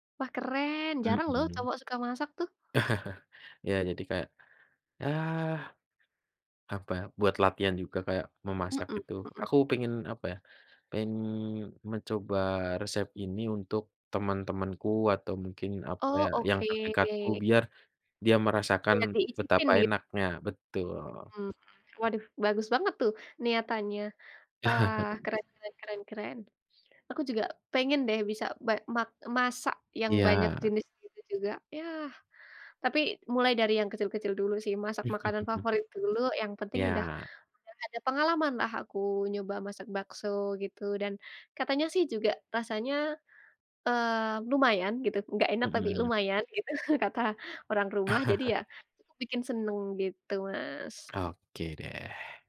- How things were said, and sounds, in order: chuckle; chuckle; tapping; chuckle; laughing while speaking: "gitu"; chuckle
- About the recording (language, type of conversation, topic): Indonesian, unstructured, Apa makanan favorit yang selalu membuatmu bahagia?